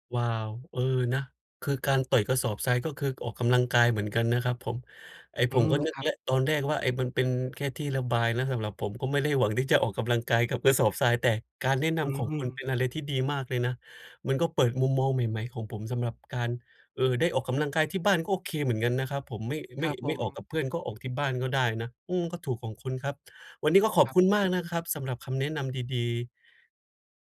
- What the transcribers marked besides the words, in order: none
- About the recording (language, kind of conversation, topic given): Thai, advice, ควรทำอย่างไรเมื่อหมดแรงจูงใจในการทำสิ่งที่ชอบ?